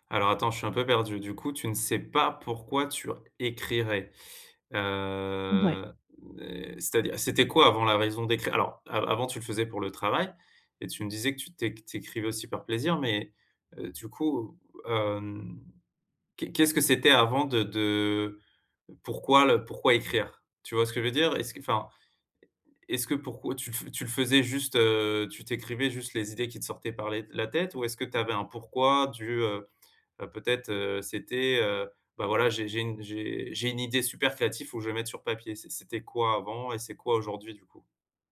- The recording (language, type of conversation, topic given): French, advice, Comment surmonter le doute sur son identité créative quand on n’arrive plus à créer ?
- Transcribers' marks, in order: tapping